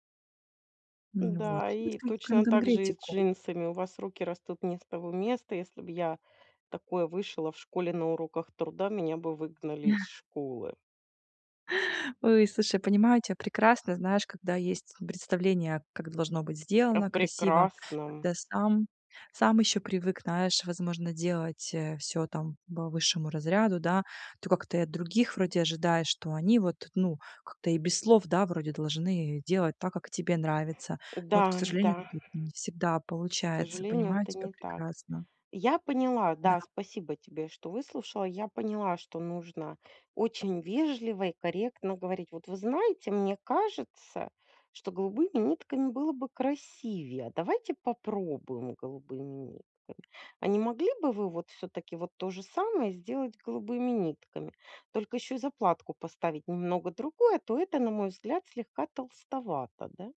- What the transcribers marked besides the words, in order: tapping; other noise; chuckle; other background noise; unintelligible speech
- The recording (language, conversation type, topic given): Russian, advice, Как чётко и понятно структурировать критику, чтобы она была конструктивной и не обижала человека?